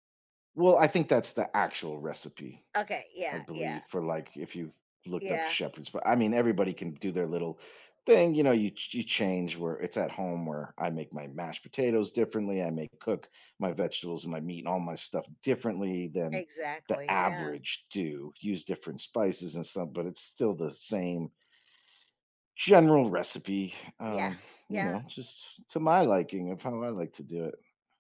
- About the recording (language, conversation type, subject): English, podcast, How does cooking at home change the way we enjoy and connect with our food?
- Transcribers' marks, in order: none